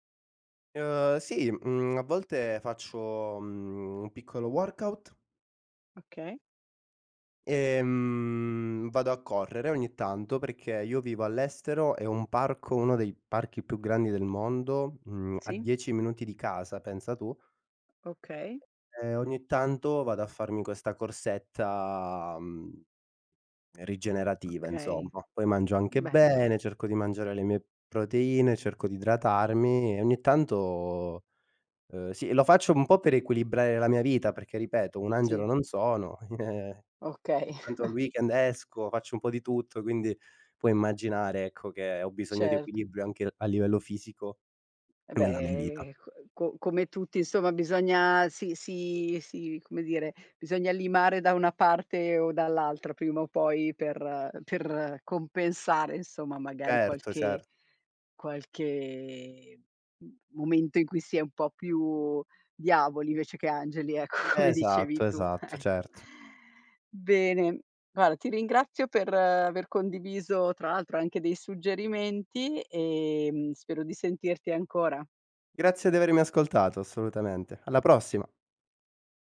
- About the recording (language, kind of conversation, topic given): Italian, podcast, Come organizzi la tua routine mattutina per iniziare bene la giornata?
- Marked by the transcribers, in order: tapping; chuckle; "ogni" said as "gni"; chuckle; "Certo" said as "Erto"; laughing while speaking: "ecco, come"; laughing while speaking: "ecco"